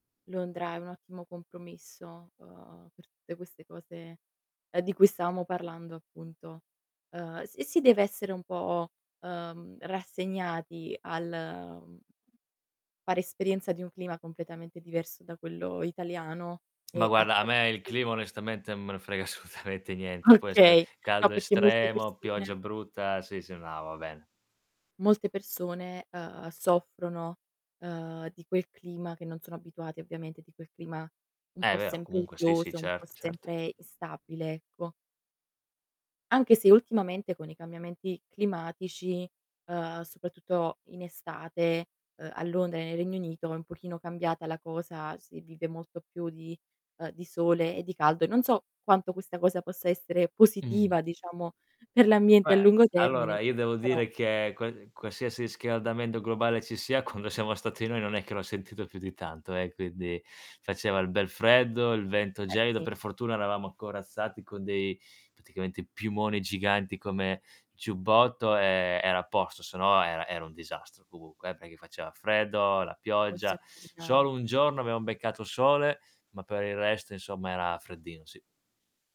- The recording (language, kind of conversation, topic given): Italian, podcast, Qual è stato il viaggio più memorabile della tua vita?
- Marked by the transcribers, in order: tapping; distorted speech; laughing while speaking: "assolutamente"; static; "riscaldamento" said as "rischialdamendo"